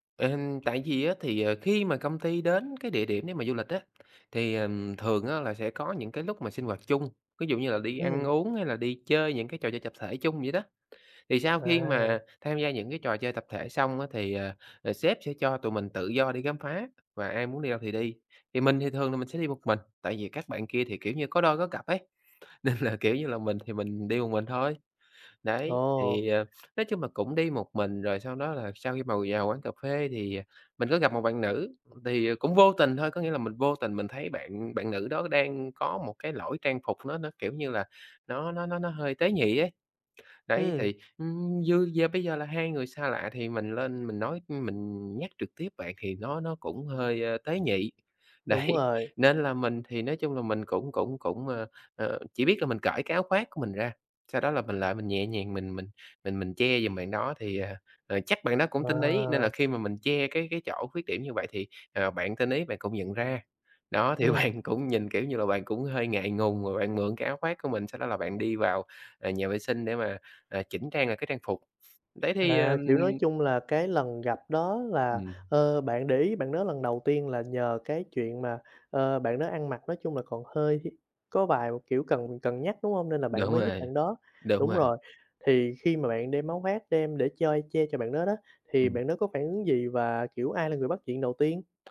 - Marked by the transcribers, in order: tapping; other background noise; laughing while speaking: "nên là, kiểu"; laughing while speaking: "đấy"; laughing while speaking: "thì bạn cũng nhìn"; sniff
- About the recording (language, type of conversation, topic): Vietnamese, podcast, Bạn có thể kể về một chuyến đi mà trong đó bạn đã kết bạn với một người lạ không?
- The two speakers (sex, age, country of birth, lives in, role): male, 20-24, Vietnam, Vietnam, host; male, 30-34, Vietnam, Vietnam, guest